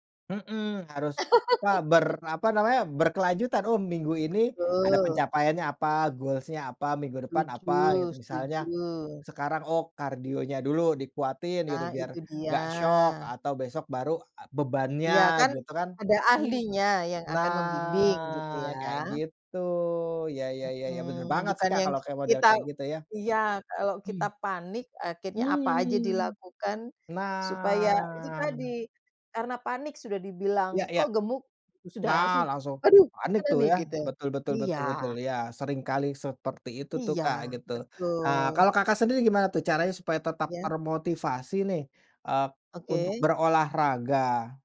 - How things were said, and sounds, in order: laugh; in English: "goals-nya"; drawn out: "Nah"; drawn out: "Nah"
- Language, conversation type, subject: Indonesian, unstructured, Apa dampak negatif jika terlalu fokus pada penampilan fisik saat berolahraga?